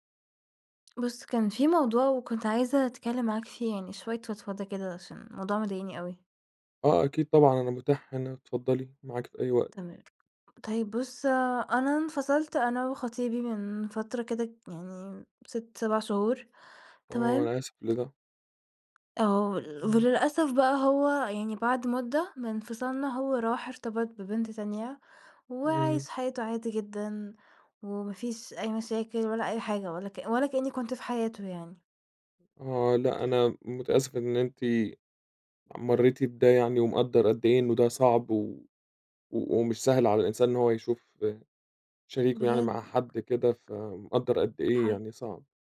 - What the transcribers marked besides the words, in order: tapping
- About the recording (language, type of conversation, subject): Arabic, advice, إزاي أتعامل لما أشوف شريكي السابق مع حد جديد؟